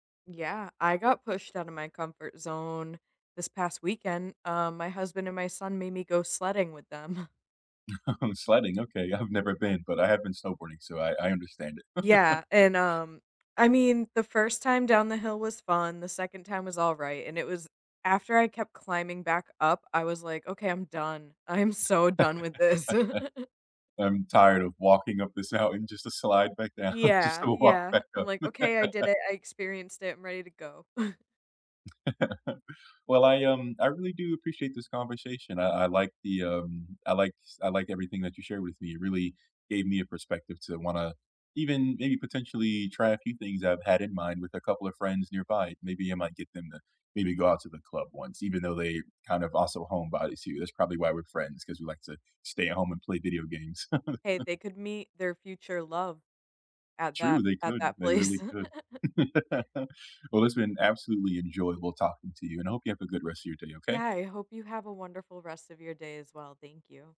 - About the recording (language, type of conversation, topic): English, unstructured, How can you persuade a friend to go on an adventure even if they’re afraid?
- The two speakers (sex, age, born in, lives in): female, 35-39, United States, United States; male, 30-34, United States, United States
- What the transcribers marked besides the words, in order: laughing while speaking: "them"; laugh; other background noise; laugh; laughing while speaking: "with this"; chuckle; laughing while speaking: "mountain"; laughing while speaking: "down, just to walk back up"; laugh; chuckle; tapping; chuckle; laughing while speaking: "place"; laugh